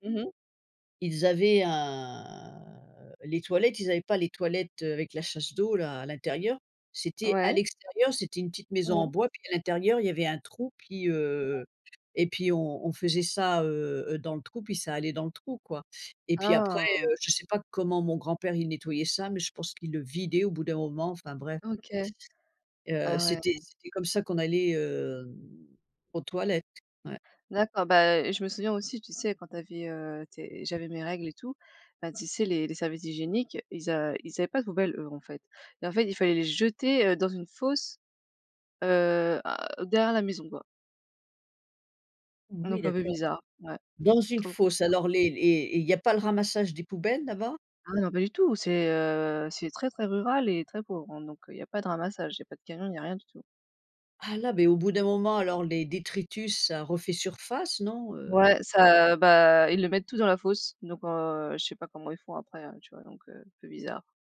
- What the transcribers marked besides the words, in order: drawn out: "un"; tapping; drawn out: "hem"
- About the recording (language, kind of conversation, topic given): French, unstructured, Qu’est-ce qui rend un voyage vraiment inoubliable ?